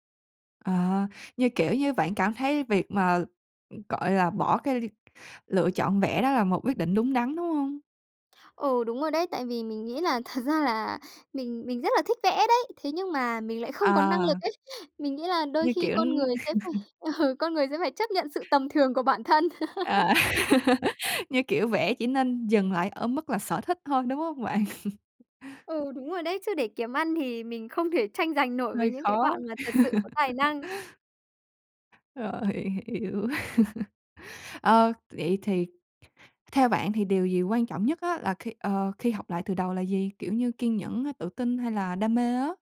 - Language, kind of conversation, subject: Vietnamese, podcast, Làm sao bạn vượt qua nỗi sợ khi phải học lại từ đầu?
- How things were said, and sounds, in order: tapping; laughing while speaking: "thật"; other background noise; laugh; laughing while speaking: "ừ"; laugh; laugh; laugh; laugh